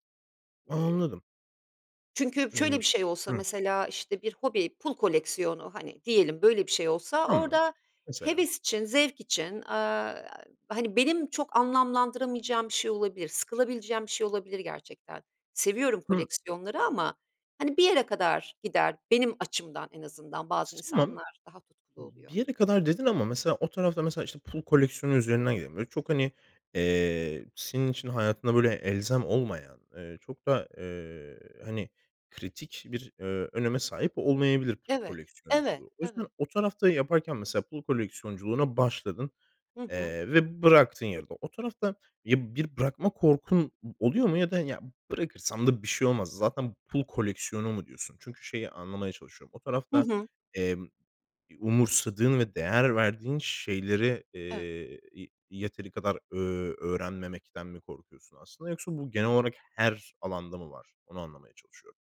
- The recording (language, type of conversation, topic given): Turkish, podcast, Korkularınla yüzleşirken hangi adımları atarsın?
- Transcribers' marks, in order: other noise